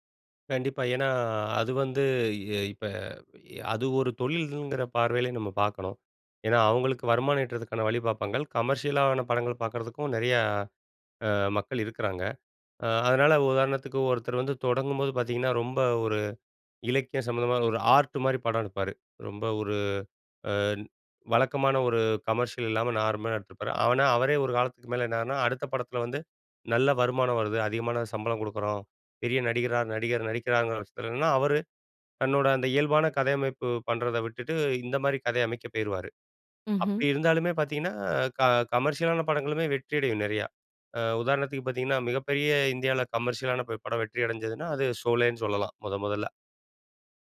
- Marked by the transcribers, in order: "ஆனா" said as "ஆவனா"; "போயிருவாரு" said as "பெயிருவாரு"
- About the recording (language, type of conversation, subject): Tamil, podcast, ஓர் படத்தைப் பார்க்கும்போது உங்களை முதலில் ஈர்க்கும் முக்கிய காரணம் என்ன?